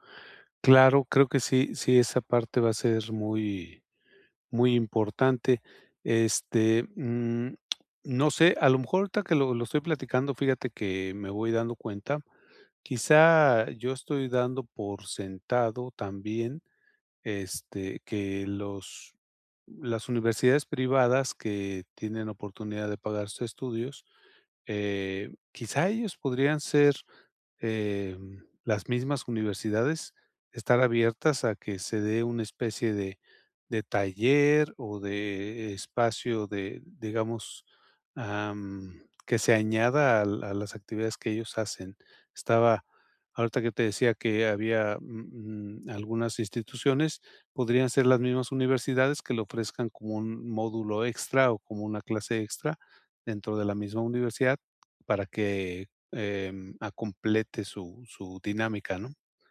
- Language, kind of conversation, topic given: Spanish, advice, ¿Cómo puedo validar si mi idea de negocio tiene un mercado real?
- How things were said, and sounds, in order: tongue click; tapping